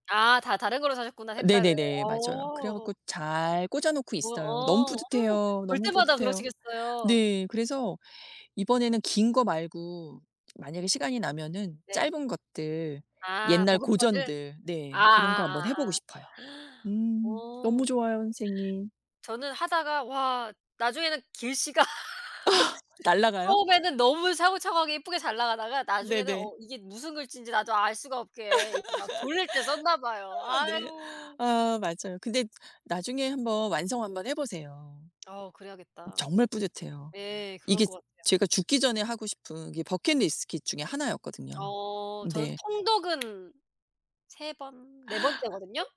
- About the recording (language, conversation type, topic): Korean, unstructured, 취미 활동을 하면서 느끼는 가장 큰 기쁨은 무엇인가요?
- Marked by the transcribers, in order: background speech; other background noise; gasp; tapping; "글씨가" said as "길씨가"; laugh; laugh; laughing while speaking: "아 네"; in English: "버킷 리스킷"; "버킷 리스트" said as "버킷 리스킷"